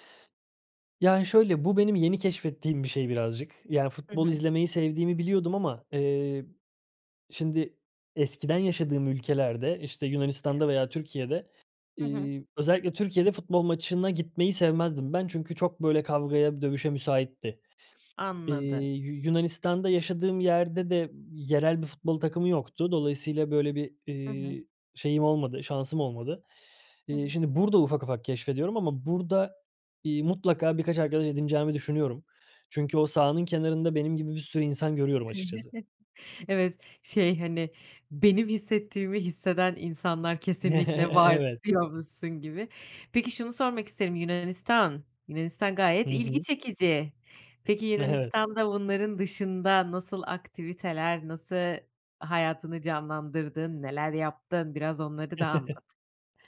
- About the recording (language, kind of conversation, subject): Turkish, podcast, Küçük adımlarla sosyal hayatımızı nasıl canlandırabiliriz?
- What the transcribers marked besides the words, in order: other background noise; other noise; giggle; chuckle; laughing while speaking: "Evet"; laughing while speaking: "Evet"; chuckle